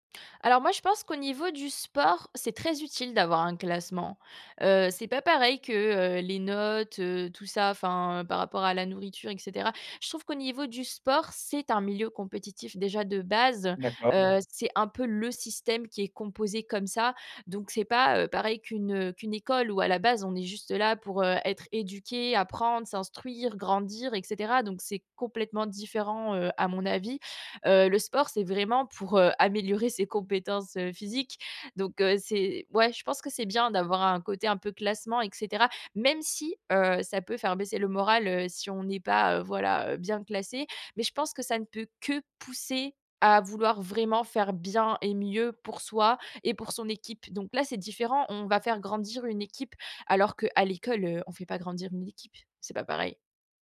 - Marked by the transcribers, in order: other background noise
- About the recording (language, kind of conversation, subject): French, podcast, Que penses-tu des notes et des classements ?